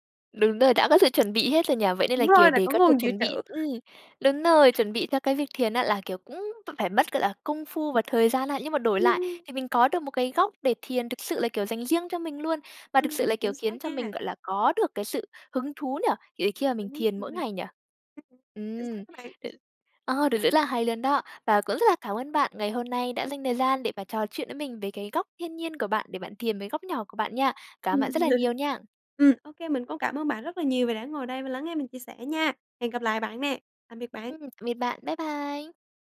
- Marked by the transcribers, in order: tapping; other background noise; laugh
- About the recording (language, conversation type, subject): Vietnamese, podcast, Làm sao để tạo một góc thiên nhiên nhỏ để thiền giữa thành phố?